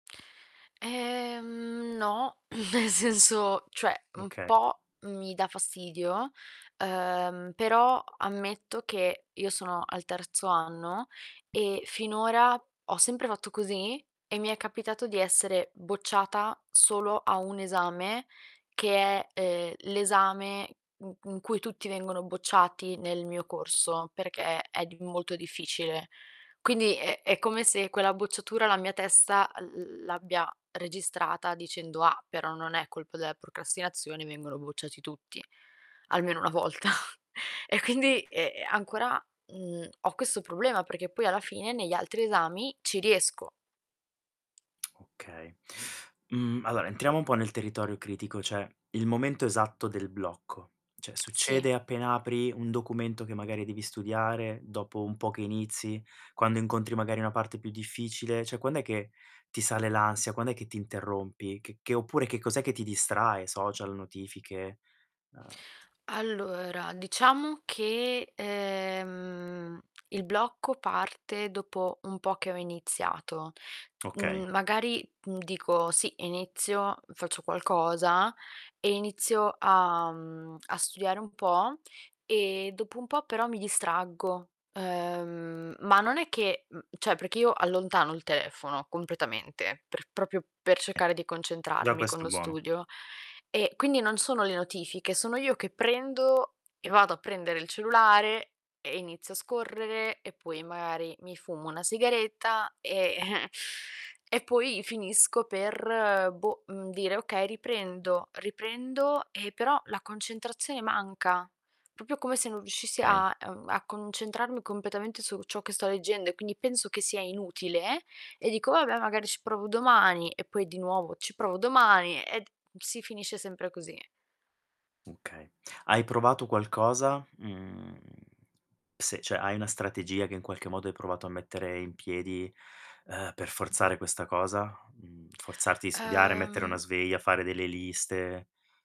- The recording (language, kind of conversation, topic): Italian, advice, Come posso smettere di procrastinare sui compiti importanti e urgenti?
- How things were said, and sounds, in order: distorted speech; laughing while speaking: "nel"; tapping; laughing while speaking: "volta. E quindi"; "cioè" said as "ceh"; "Cioè" said as "ceh"; "cioè" said as "ceh"; other background noise; "cioè" said as "ceh"; "proprio" said as "propio"; chuckle; "proprio" said as "popio"; "Okay" said as "kay"; "cioè" said as "ceh"